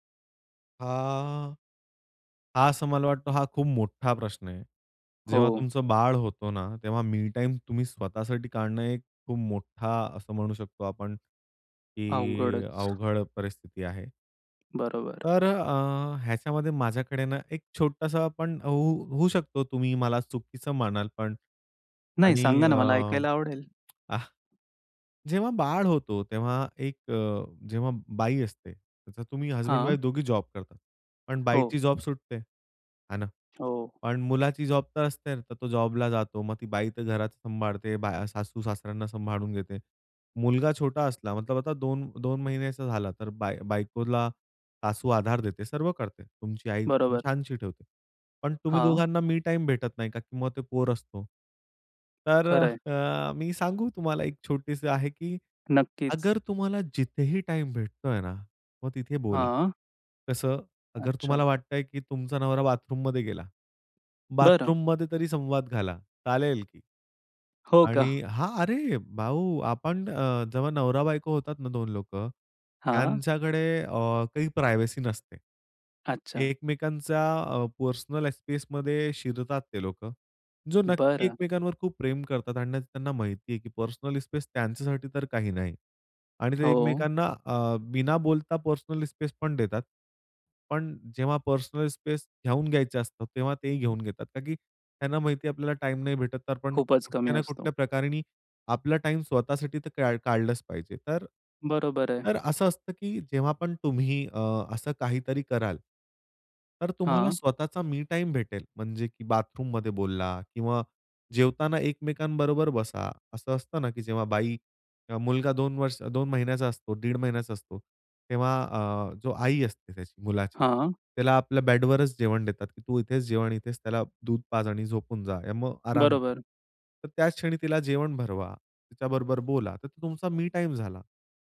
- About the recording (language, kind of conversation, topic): Marathi, podcast, फक्त स्वतःसाठी वेळ कसा काढता आणि घरही कसे सांभाळता?
- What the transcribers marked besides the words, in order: other background noise; tapping; in English: "प्रायव्हसी"; in English: "स्पेसमध्ये"; in English: "स्पेस"; in English: "स्पेस"; in English: "स्पेस"